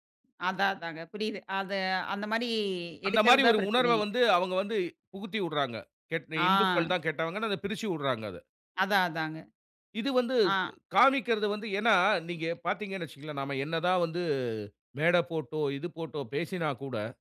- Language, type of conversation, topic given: Tamil, podcast, சினிமா நம்ம சமூகத்தை எப்படி பிரதிபலிக்கிறது?
- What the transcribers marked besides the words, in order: other background noise; "புகுத்தி விட்றாங்க" said as "புகுத்திஉட்றாங்க"; "பிரிச்சு விட்றாங்க" said as "பிரிச்சுஉட்றாங்க"; "வச்சுக்கோங்களேன்" said as "வச்சுங்களேன்"